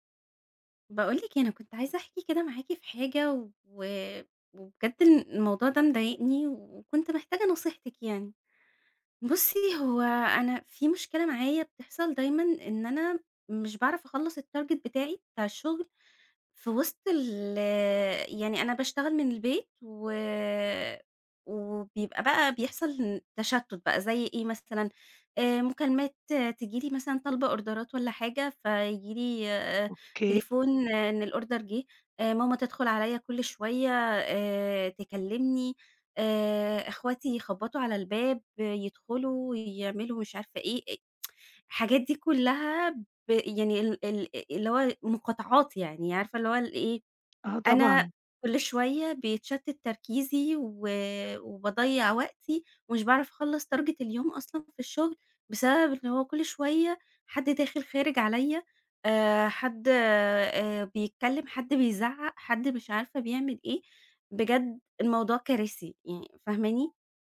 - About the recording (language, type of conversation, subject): Arabic, advice, إزاي المقاطعات الكتير في الشغل بتأثر على تركيزي وبتضيع وقتي؟
- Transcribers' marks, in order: in English: "الtarget"; in English: "أوردرات"; in English: "الأوردر"; tsk; in English: "target"